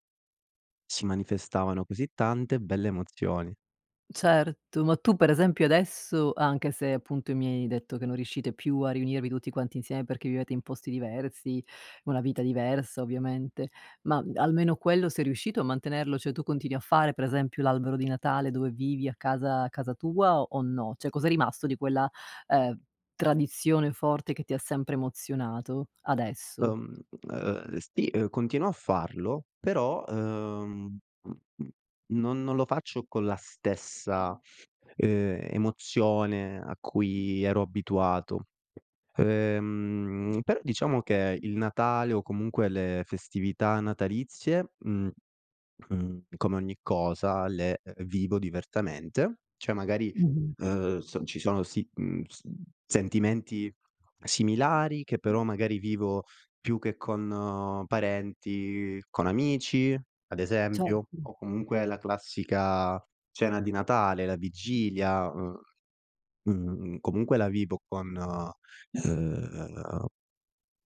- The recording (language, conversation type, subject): Italian, podcast, Qual è una tradizione di famiglia che ti emoziona?
- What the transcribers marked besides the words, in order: "per esempio" said as "presempio"; "Cioè" said as "ceh"; "per esempio" said as "presempio"; other noise; "Cioè" said as "ceh"; tapping; other background noise; "Cioè" said as "ceh"